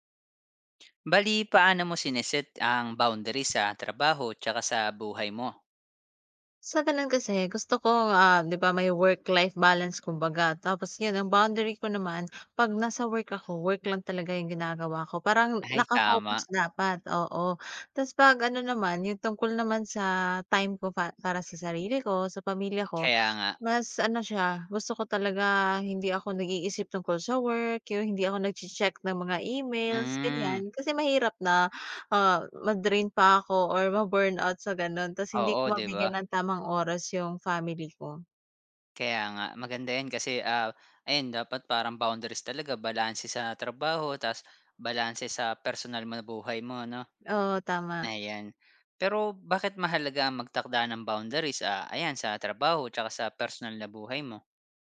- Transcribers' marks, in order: none
- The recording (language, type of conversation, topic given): Filipino, podcast, Paano ka nagtatakda ng hangganan sa pagitan ng trabaho at personal na buhay?